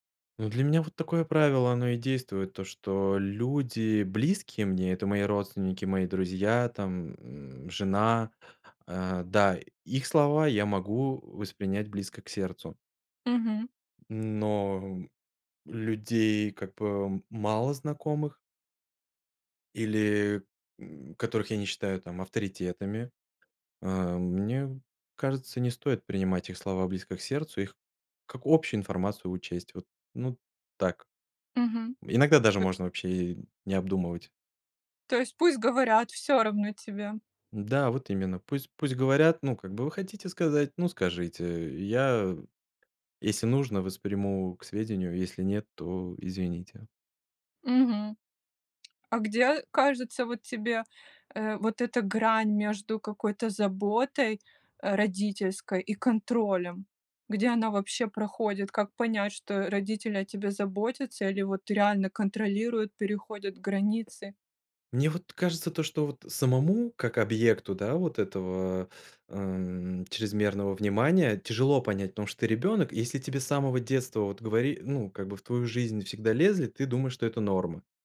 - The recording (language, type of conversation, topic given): Russian, podcast, Как на практике устанавливать границы с назойливыми родственниками?
- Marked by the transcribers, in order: tapping; other background noise